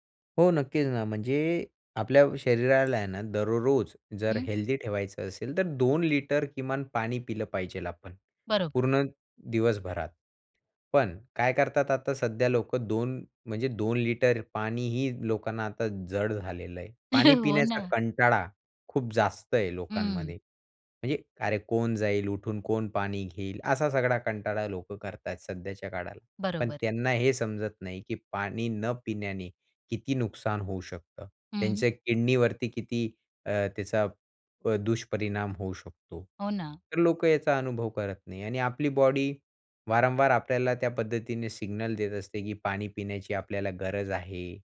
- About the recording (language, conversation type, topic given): Marathi, podcast, पाणी पिण्याची सवय चांगली कशी ठेवायची?
- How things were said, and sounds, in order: in English: "हेल्दी"; chuckle